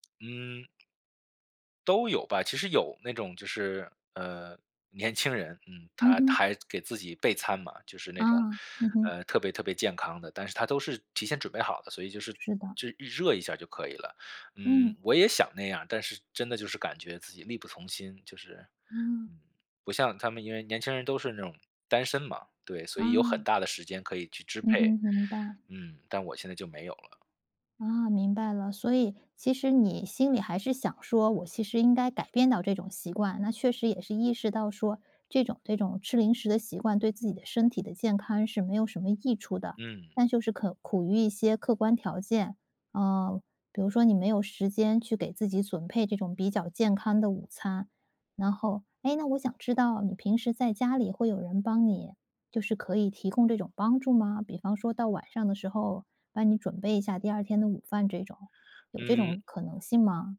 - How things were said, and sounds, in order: "准备" said as "撙配"
- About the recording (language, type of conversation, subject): Chinese, advice, 如何控制零食冲动